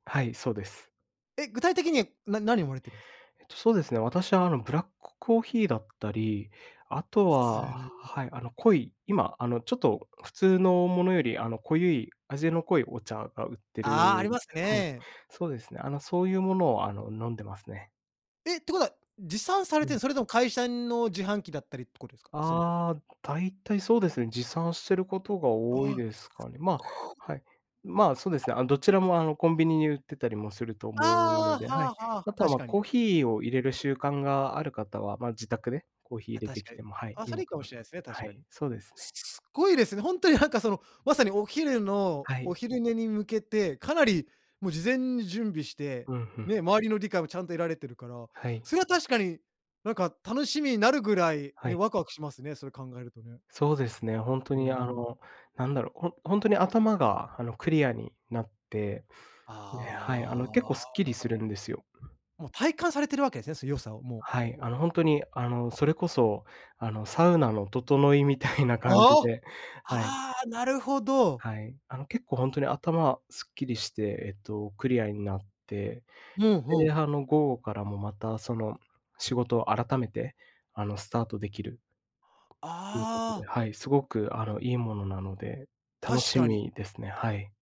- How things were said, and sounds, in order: other noise; other background noise; unintelligible speech; drawn out: "ああ"; laughing while speaking: "みたいな感じで"; surprised: "ああ"
- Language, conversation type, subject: Japanese, podcast, 仕事でストレスを感じたとき、どんな対処をしていますか？